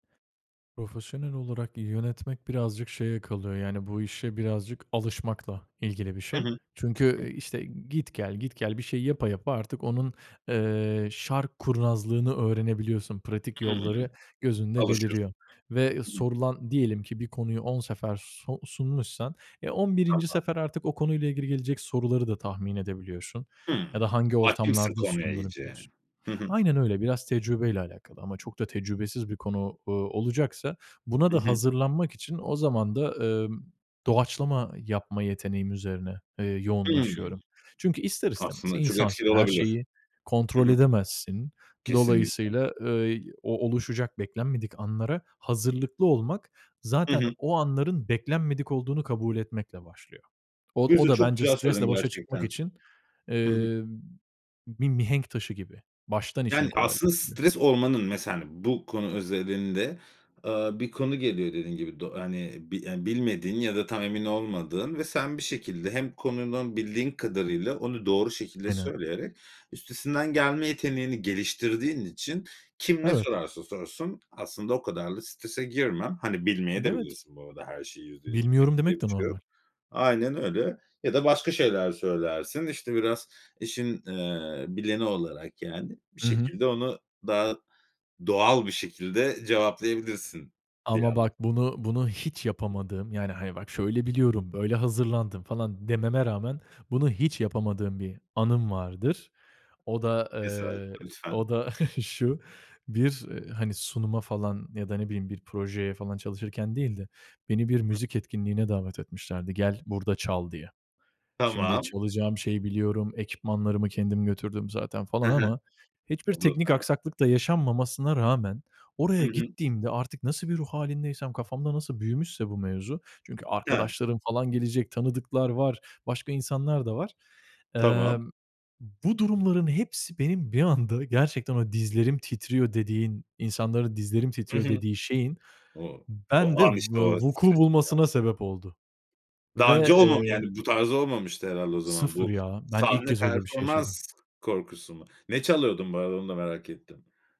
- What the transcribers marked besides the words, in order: other background noise; tapping
- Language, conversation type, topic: Turkish, podcast, Dışarıdayken stresle başa çıkmak için neler yapıyorsun?